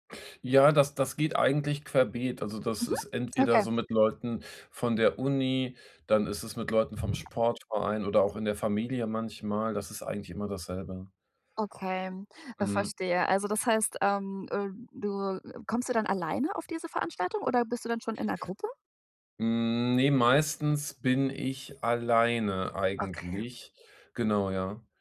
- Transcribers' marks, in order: none
- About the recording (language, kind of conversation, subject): German, advice, Wie kann ich mich auf Partys wohler fühlen und weniger unsicher sein?